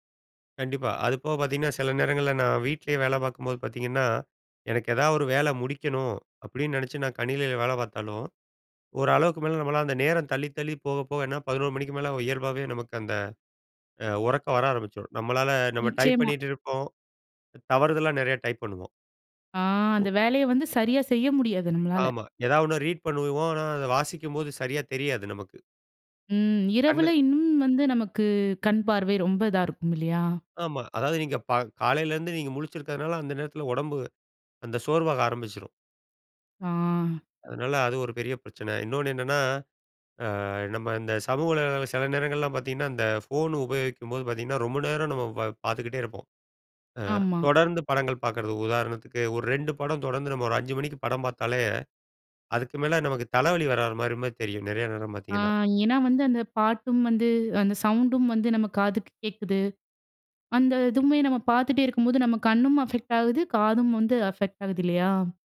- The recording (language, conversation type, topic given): Tamil, podcast, உடல் உங்களுக்கு ஓய்வு சொல்லும்போது நீங்கள் அதை எப்படி கேட்கிறீர்கள்?
- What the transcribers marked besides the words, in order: drawn out: "ஆ"; in English: "அஃபெக்ட்"; in English: "அஃபெக்ட்"